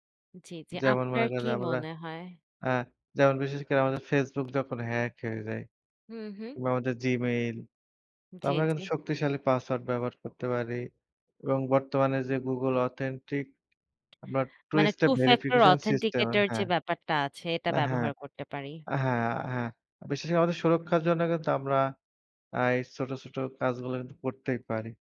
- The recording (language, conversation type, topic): Bengali, unstructured, বড় বড় প্রযুক্তি কোম্পানিগুলো কি আমাদের ব্যক্তিগত তথ্য নিয়ে অন্যায় করছে?
- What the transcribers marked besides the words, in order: in English: "Google authentic"; in English: "two step verification system"; in English: "two factor authenticator"